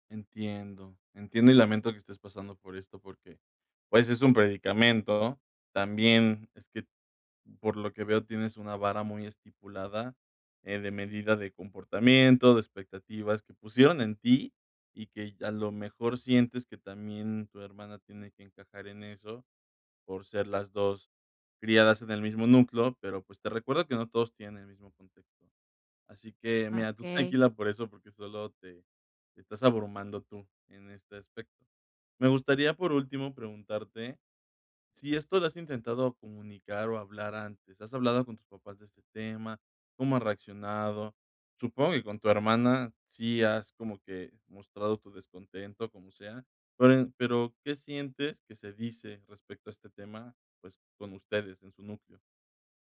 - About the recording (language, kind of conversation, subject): Spanish, advice, ¿Cómo podemos hablar en familia sobre decisiones para el cuidado de alguien?
- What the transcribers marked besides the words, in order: none